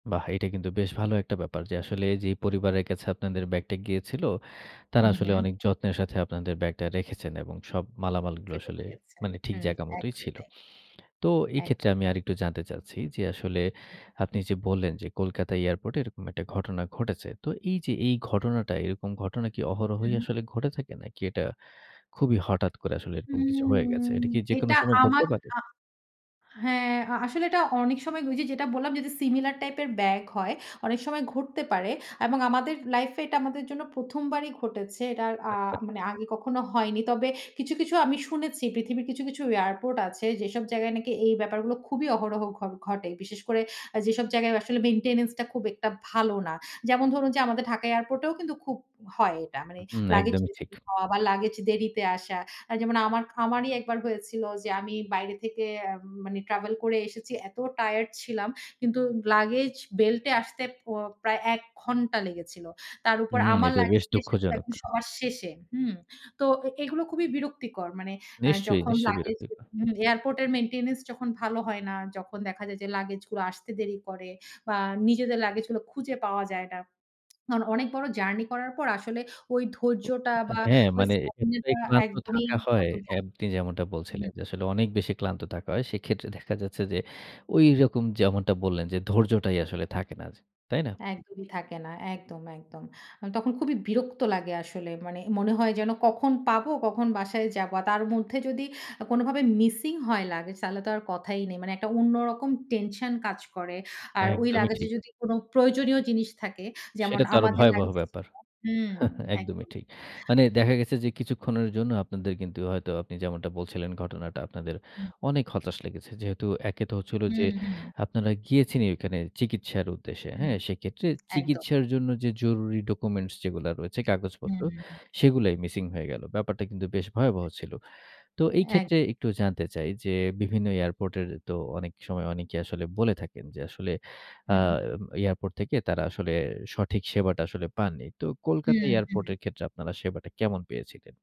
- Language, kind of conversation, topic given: Bengali, podcast, লাগেজ হারানোর পর আপনি কী করেছিলেন?
- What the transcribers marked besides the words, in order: sniff; drawn out: "হুম"; in English: "সিমিলার"; chuckle; lip smack; scoff; tapping; other background noise